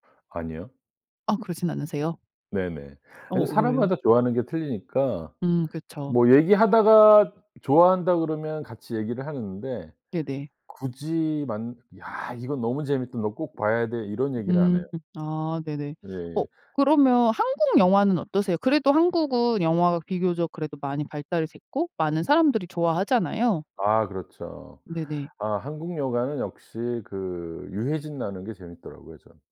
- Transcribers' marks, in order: other background noise
- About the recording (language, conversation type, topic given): Korean, podcast, 가장 좋아하는 영화와 그 이유는 무엇인가요?